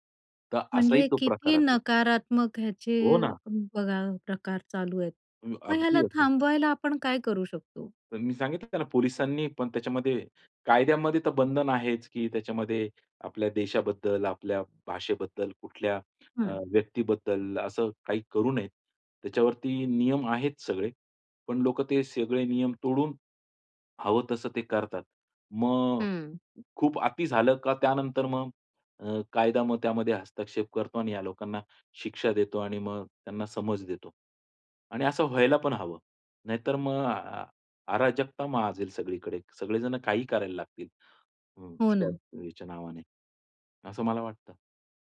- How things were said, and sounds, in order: other background noise; unintelligible speech
- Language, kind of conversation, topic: Marathi, podcast, लघु व्हिडिओंनी मनोरंजन कसं बदललं आहे?